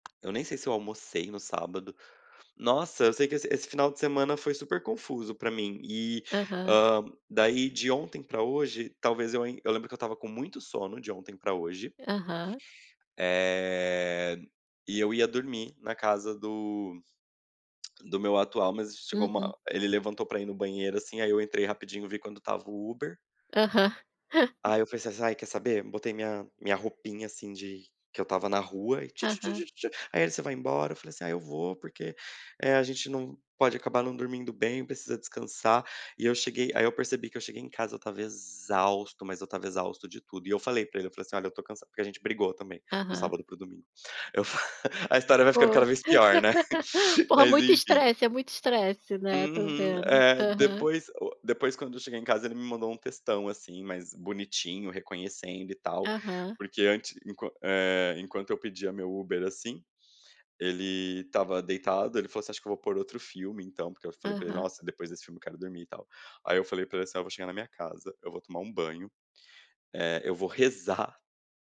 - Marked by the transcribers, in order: chuckle; laugh
- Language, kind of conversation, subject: Portuguese, podcast, Que hábitos ajudam a controlar o estresse no dia a dia?